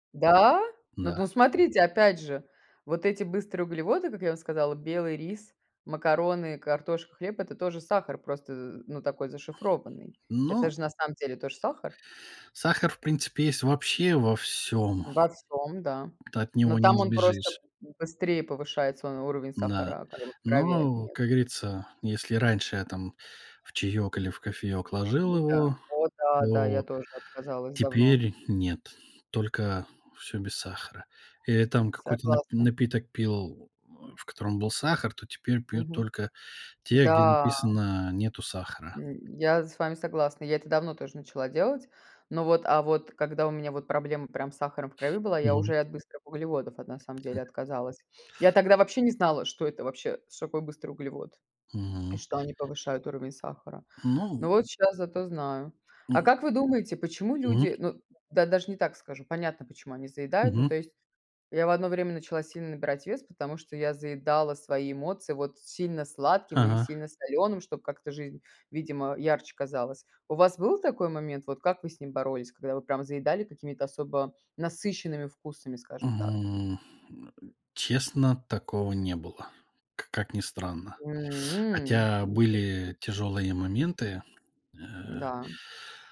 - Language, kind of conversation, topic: Russian, unstructured, Как еда влияет на настроение?
- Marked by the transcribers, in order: surprised: "Да?"; unintelligible speech; unintelligible speech